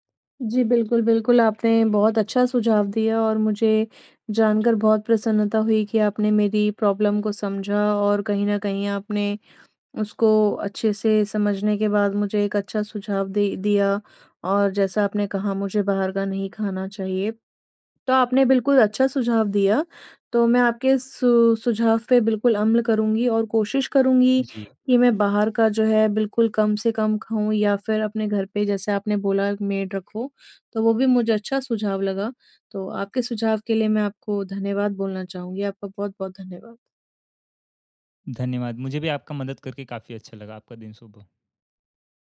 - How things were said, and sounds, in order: in English: "प्रॉब्लम"; "अमल" said as "अम्ल"; in English: "मेड"
- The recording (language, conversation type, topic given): Hindi, advice, काम की व्यस्तता के कारण आप अस्वस्थ भोजन क्यों कर लेते हैं?
- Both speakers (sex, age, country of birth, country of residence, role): female, 30-34, India, India, user; male, 18-19, India, India, advisor